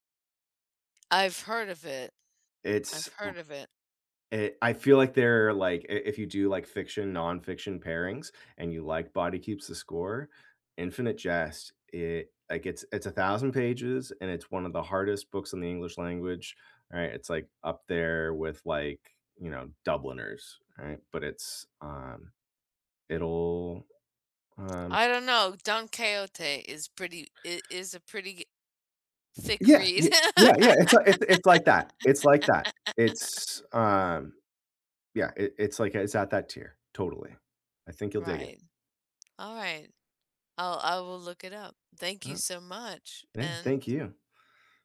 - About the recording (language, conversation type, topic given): English, unstructured, Have you ever felt invisible in your own family or friend group?
- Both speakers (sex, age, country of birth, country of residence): female, 40-44, United States, United States; male, 40-44, United States, United States
- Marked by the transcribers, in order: tapping; other background noise; laugh